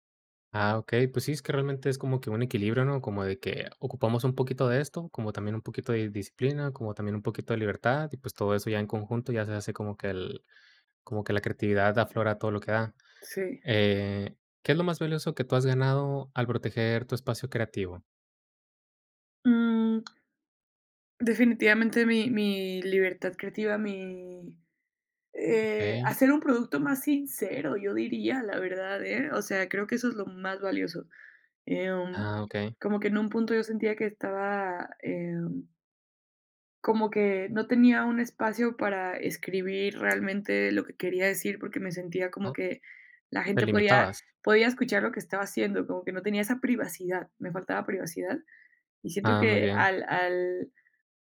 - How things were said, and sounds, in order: other background noise
- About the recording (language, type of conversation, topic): Spanish, podcast, ¿Qué límites pones para proteger tu espacio creativo?